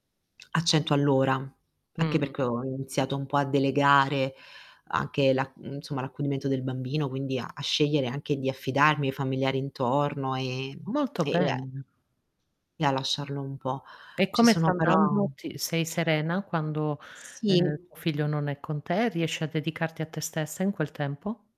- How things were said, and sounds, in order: static; distorted speech; whistle; other background noise
- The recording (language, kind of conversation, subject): Italian, advice, Come ti senti ora che sei diventato genitore per la prima volta e ti stai adattando ai nuovi ritmi?